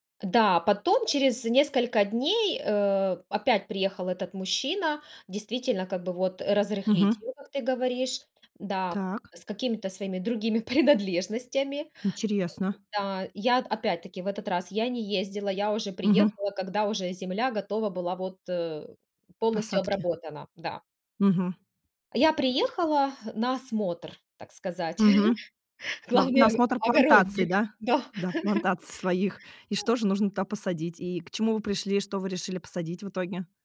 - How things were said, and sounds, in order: laughing while speaking: "принадлежностями"; tapping; laughing while speaking: "Главный ог-огородник. Да"; other background noise
- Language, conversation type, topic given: Russian, podcast, Какой у вас опыт в огородничестве или садоводстве?